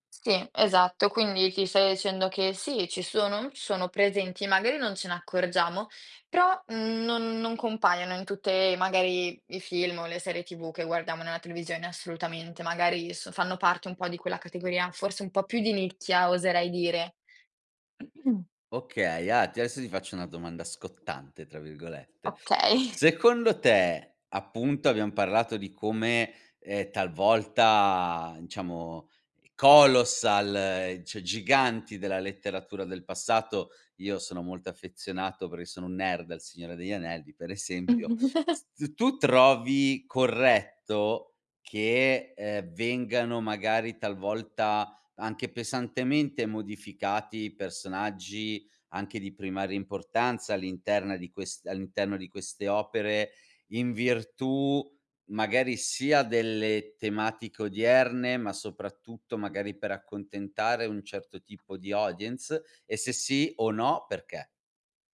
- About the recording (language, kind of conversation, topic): Italian, podcast, Perché alcune storie sopravvivono per generazioni intere?
- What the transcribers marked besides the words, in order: throat clearing; laughing while speaking: "Okay"; "diciamo" said as "ciamo"; "cioè" said as "ceh"; chuckle; laughing while speaking: "esempio"; tapping; other background noise